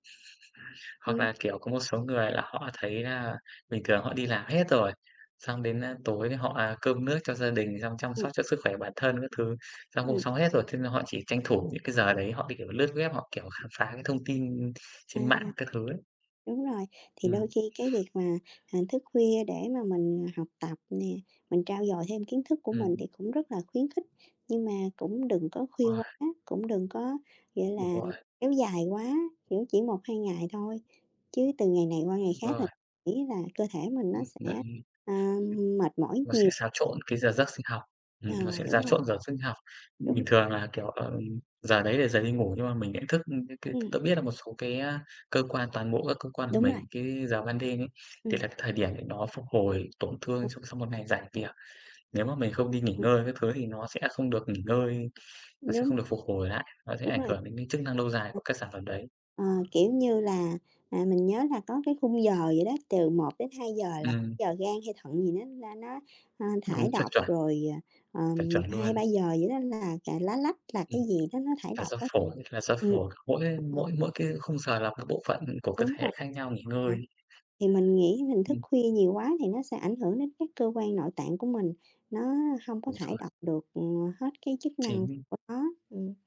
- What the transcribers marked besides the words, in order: chuckle; other background noise; tapping
- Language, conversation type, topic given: Vietnamese, unstructured, Bạn có lo việc thức khuya sẽ ảnh hưởng đến tinh thần không?